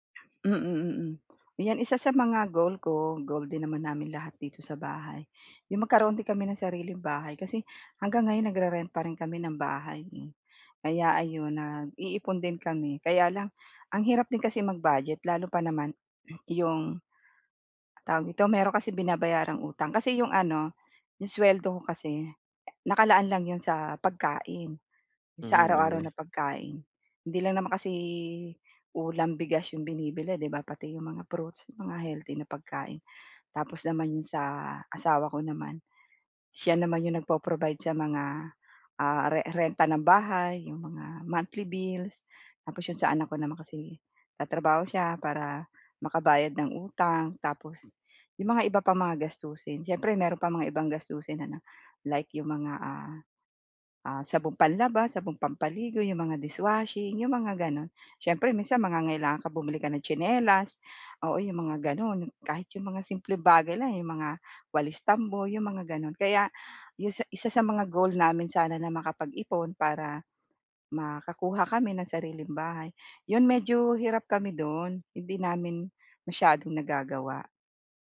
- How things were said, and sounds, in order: other background noise; tapping
- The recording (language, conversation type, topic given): Filipino, advice, Paano ako pipili ng gantimpalang tunay na makabuluhan?